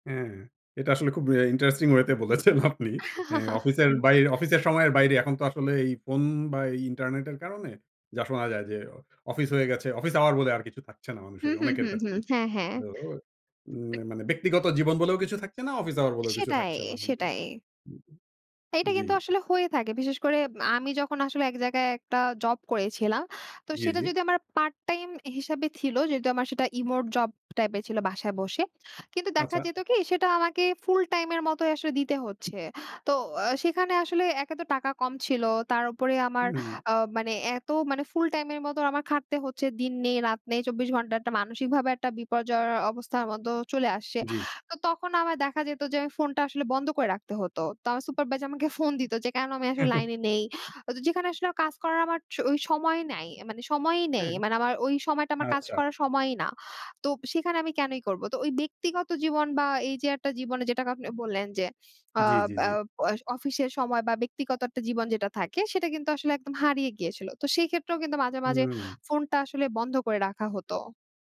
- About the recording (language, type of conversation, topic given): Bengali, podcast, শোবার আগে ফোনটা বন্ধ করা ভালো, নাকি চালু রাখাই ভালো?
- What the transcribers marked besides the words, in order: laugh; other background noise; "রিমোট" said as "ইমোট"